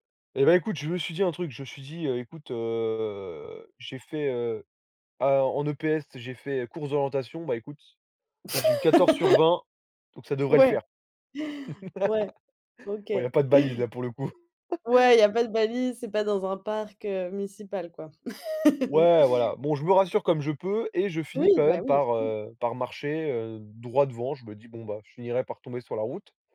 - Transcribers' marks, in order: drawn out: "heu"; laugh; tapping; laugh; laugh; laugh
- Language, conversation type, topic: French, podcast, Peux-tu me raconter une fois où tu t’es perdu(e) ?